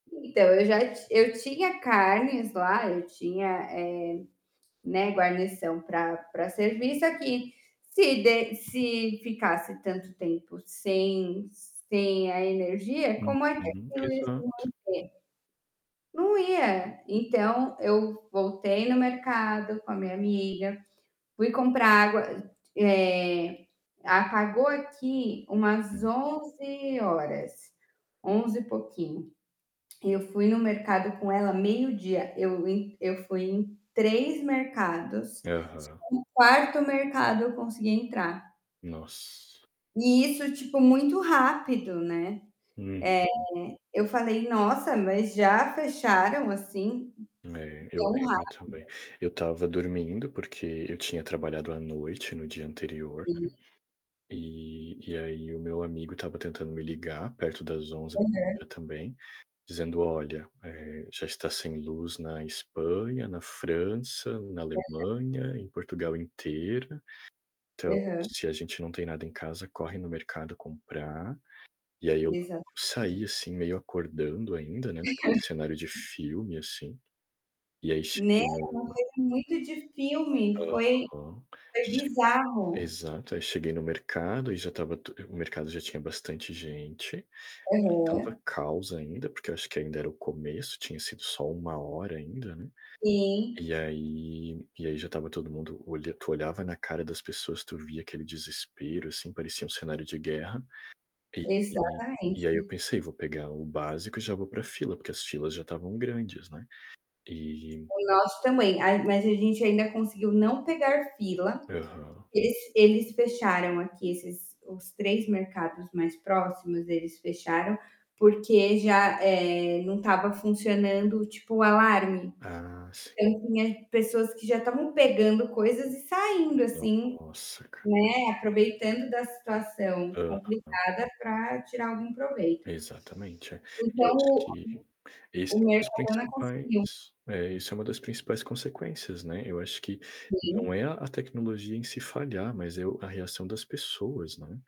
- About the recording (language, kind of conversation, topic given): Portuguese, unstructured, Você já pensou nas consequências de uma falha tecnológica grave?
- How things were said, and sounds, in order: tapping; static; unintelligible speech; other background noise; distorted speech; unintelligible speech; unintelligible speech; unintelligible speech